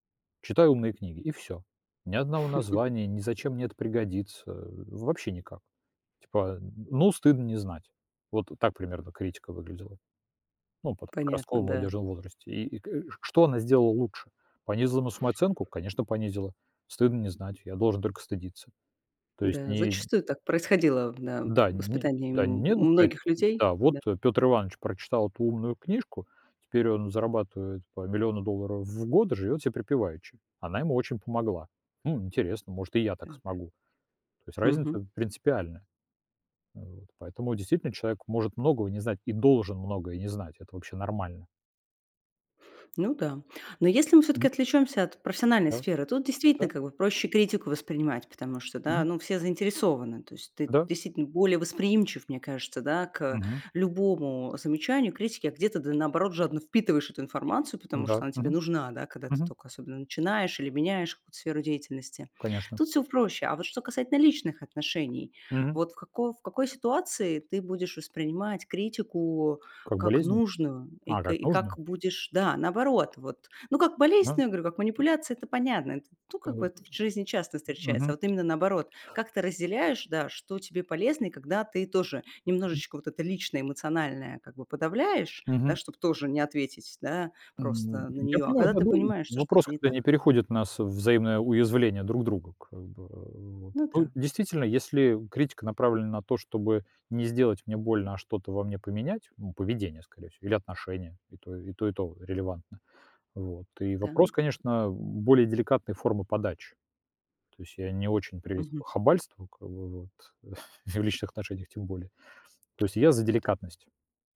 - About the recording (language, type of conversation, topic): Russian, podcast, Как реагировать на критику, не теряя самооценки?
- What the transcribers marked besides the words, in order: laugh; other background noise; laughing while speaking: "И. В личных"